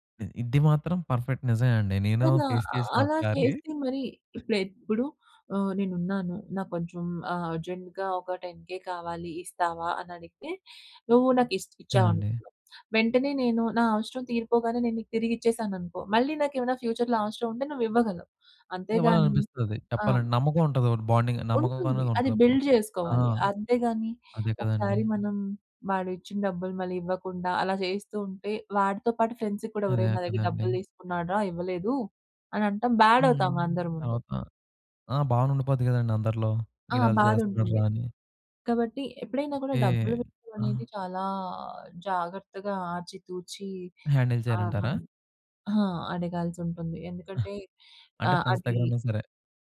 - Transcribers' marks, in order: in English: "పర్ఫెక్ట్"; in English: "ఫేస్"; other noise; in English: "అర్జెంట్‌గా"; in English: "టెన్ కె"; in English: "ఫ్యూచర్‌లో"; in English: "బాండింగ్"; in English: "బిల్డ్"; other background noise; in English: "ఫ్రెండ్స్"; in English: "బ్యాడ్"; chuckle; in English: "హ్యాండిల్"; unintelligible speech; in English: "ఫ్రెండ్స్"
- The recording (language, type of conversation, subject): Telugu, podcast, మీ భావాలను మీరు సాధారణంగా ఎలా వ్యక్తపరుస్తారు?